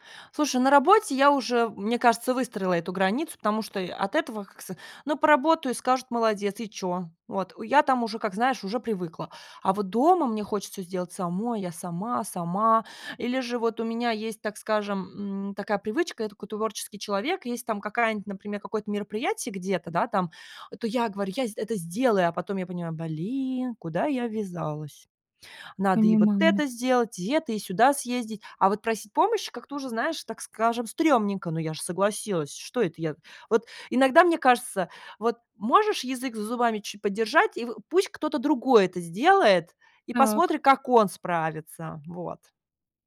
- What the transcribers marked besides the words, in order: tapping
- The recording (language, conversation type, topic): Russian, advice, Как перестать брать на себя слишком много и научиться выстраивать личные границы?